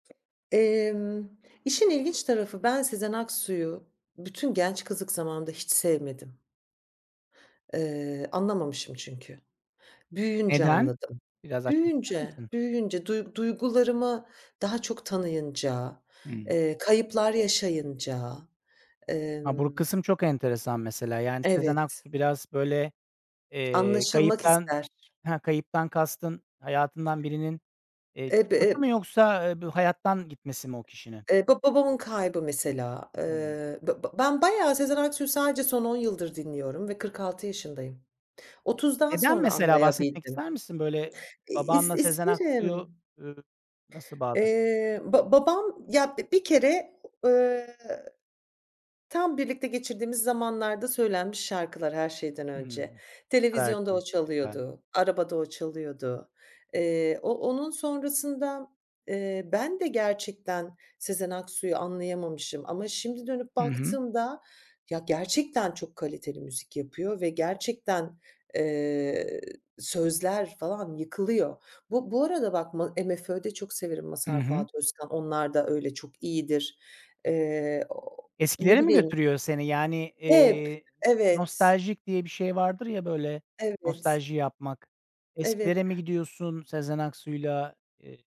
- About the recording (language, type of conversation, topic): Turkish, podcast, Şarkı sözleri mi yoksa melodi mi seni daha çok çeker?
- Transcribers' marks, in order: other background noise; tapping; unintelligible speech